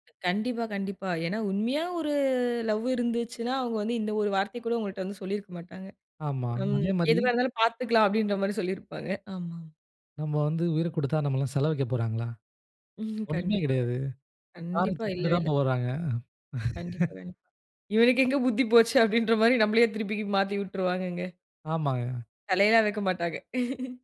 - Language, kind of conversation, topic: Tamil, podcast, குடும்பம் உங்கள் முடிவுக்கு எப்படி பதிலளித்தது?
- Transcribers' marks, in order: other noise; drawn out: "ஒரு"; chuckle; laugh; chuckle